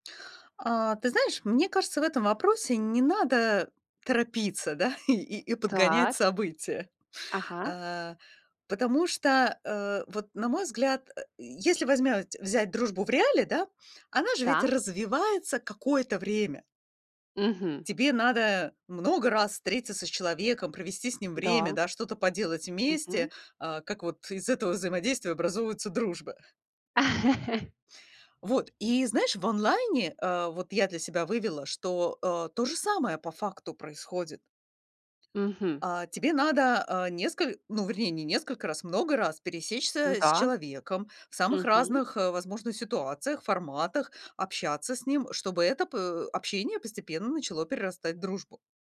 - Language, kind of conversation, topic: Russian, podcast, Как отличить настоящую дружбу от поверхностной онлайн‑связи?
- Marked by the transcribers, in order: laughing while speaking: "и и"; laugh